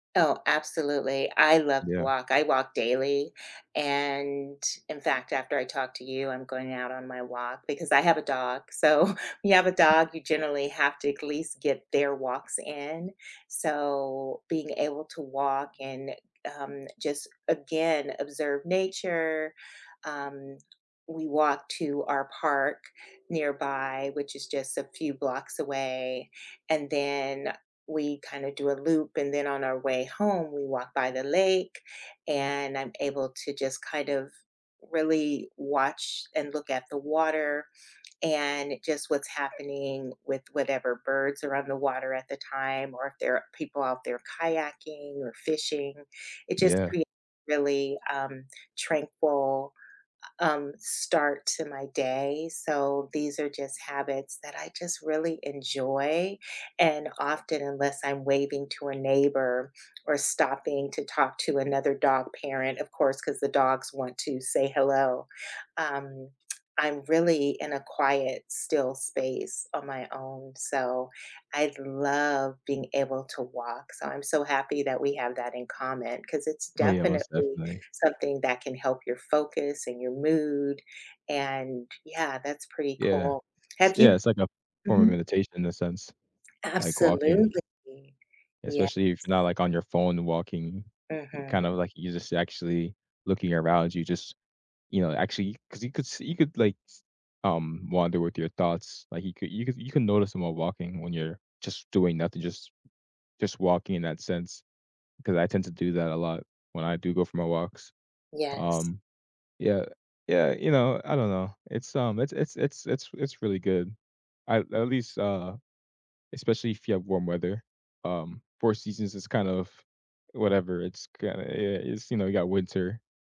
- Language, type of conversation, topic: English, unstructured, What's a small daily habit that quietly makes your life better?
- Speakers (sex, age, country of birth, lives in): female, 55-59, United States, United States; male, 20-24, United States, United States
- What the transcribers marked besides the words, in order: other background noise; tapping; laughing while speaking: "so"; dog barking